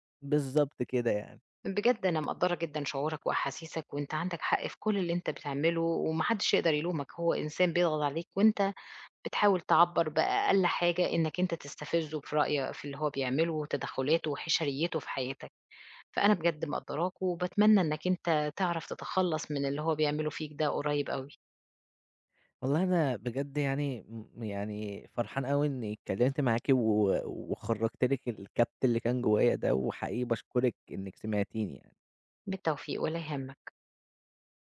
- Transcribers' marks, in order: tapping
- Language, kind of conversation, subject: Arabic, advice, إزاي أتعامل مع علاقة متوترة مع قريب بسبب انتقاداته المستمرة؟